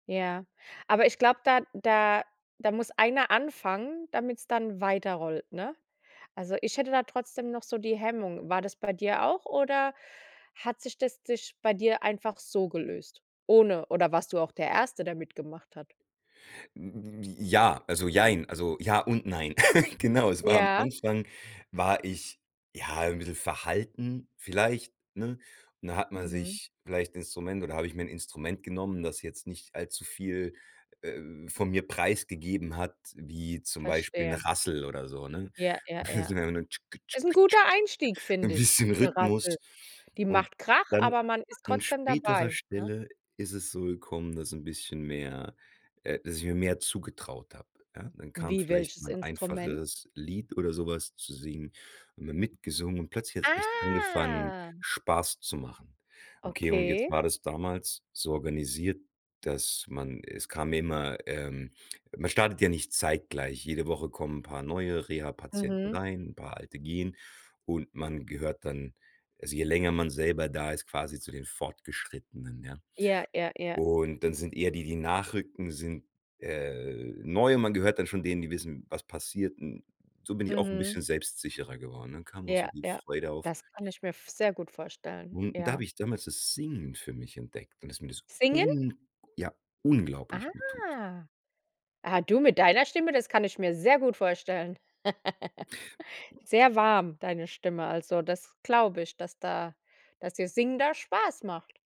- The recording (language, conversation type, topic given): German, podcast, Wie drückst du dich kreativ aus?
- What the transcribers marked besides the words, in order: giggle; giggle; other noise; joyful: "'n bisschen Rhythmus"; surprised: "Ah"; other background noise; surprised: "Ah"; giggle